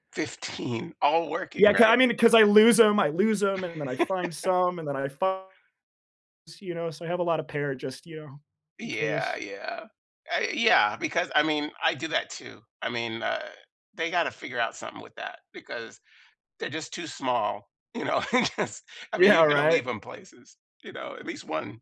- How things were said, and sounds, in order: tapping; laugh; laughing while speaking: "know, I guess"; laughing while speaking: "Yeah"
- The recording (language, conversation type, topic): English, unstructured, How should I use music to mark a breakup or celebration?
- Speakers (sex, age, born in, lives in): male, 20-24, United States, United States; male, 55-59, United States, United States